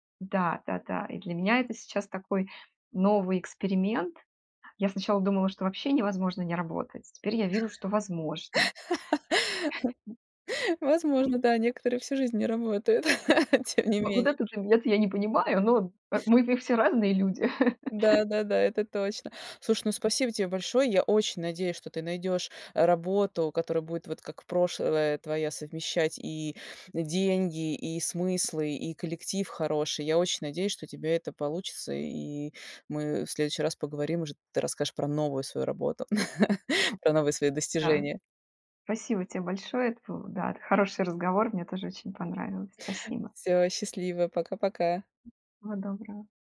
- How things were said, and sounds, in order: laugh; tapping; other background noise; laugh; laugh; chuckle
- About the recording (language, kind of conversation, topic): Russian, podcast, Что для тебя важнее — смысл работы или деньги?